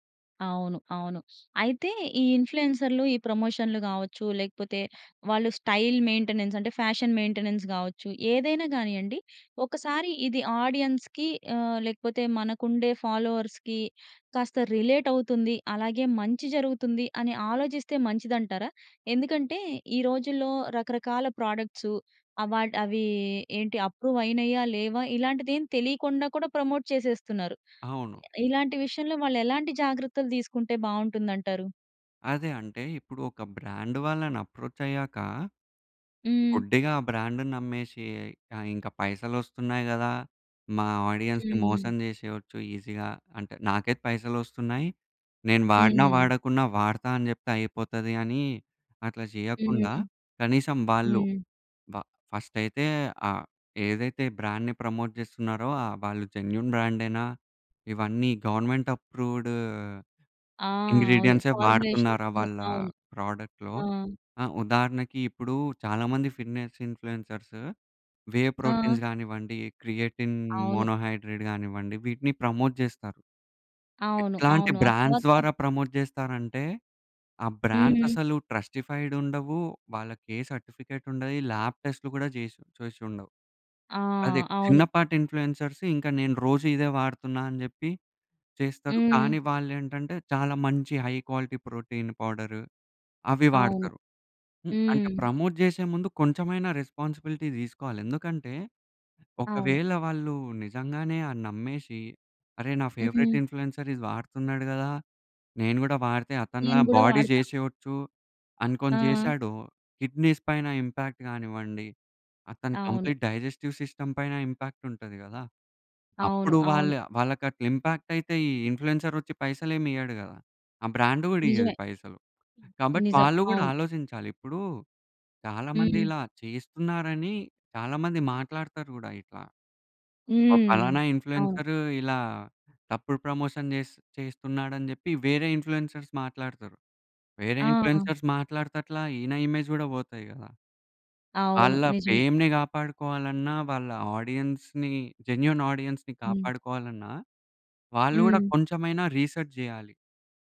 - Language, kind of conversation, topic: Telugu, podcast, ఇన్ఫ్లుయెన్సర్లు ప్రేక్షకుల జీవితాలను ఎలా ప్రభావితం చేస్తారు?
- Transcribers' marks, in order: in English: "స్టైల్ మెయింటెనెన్స్"; in English: "ఫ్యాషన్ మెయింటెనెన్స్"; in English: "ప్రొడక్ట్స్ అవార్డ్"; in English: "అప్రూవ్"; in English: "ప్రమోట్"; in English: "బ్రాండ్"; in English: "అప్రోచ్"; in English: "బ్రాండ్‌ని"; in English: "ఆడియన్స్‌ని"; in English: "ఈజీగా"; in English: "ఫస్ట్"; in English: "బ్రాండ్‌ని ప్రమోట్"; in English: "జెన్యూన్ బ్రాండేనా?"; in English: "గవర్నమెంట్ అప్రూవ్‌డ్ ఇంగ్రీడియెంట్స్"; in English: "ప్రోడక్ట్‌లో"; in English: "ఫార్ములేషన్స్"; in English: "ఫిట్నెస్ ఇన్‌ఫ్లుయెన్సర్స్ వే ప్రోటీన్స్"; in English: "క్రియేటిన్ మోనో హైడ్రేట్"; in English: "ప్రమోట్"; in English: "బ్రాండ్స్"; in English: "బ్రాండ్స్"; in English: "ట్రస్టిఫైడ్"; in English: "సర్టిఫికేట్"; in English: "లాబ్ టెస్ట్‌లు"; in English: "ఇన్‌ఫ్లుయెన్సర్స్"; in English: "హై క్వాలిటీ ప్రోటీన్ పౌడర్"; in English: "ప్రమోట్"; in English: "రెస్పాన్సిబిలిటీ"; in English: "ఫేవరెట్ ఇన్‌ఫ్లుయెన్సర్"; in English: "కిడ్నీస్"; in English: "ఇంపాక్ట్"; in English: "కంప్లీట్ డైజెస్టివ్ సిస్టమ్"; in English: "ఇంపాక్ట్"; in English: "ఇంపాక్ట్"; in English: "ఇన్‌ఫ్లుయెన్సర్"; in English: "బ్రాండ్"; in English: "ఇన్‌ఫ్లుయెన్సర్"; in English: "ఇన్‌ఫ్లుయెన్సర్స్"; in English: "ఇన్‌ఫ్లుయెన్సర్స్"; in English: "ఇమేజ్"; in English: "ఫేమ్‌ని"; in English: "ఆడియన్స్‌ని జెన్యూన్ ఆడియన్స్‌ని"; in English: "రిసర్చ్"